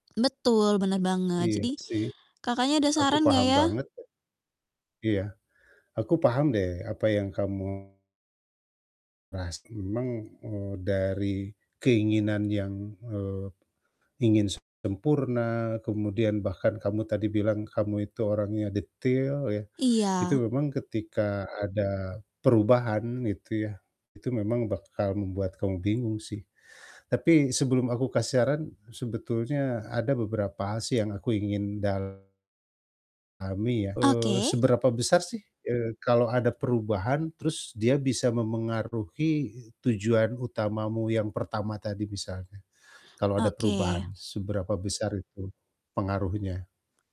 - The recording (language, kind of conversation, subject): Indonesian, advice, Bagaimana saya menyesuaikan tujuan saat rencana berubah tanpa kehilangan fokus?
- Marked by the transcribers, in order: distorted speech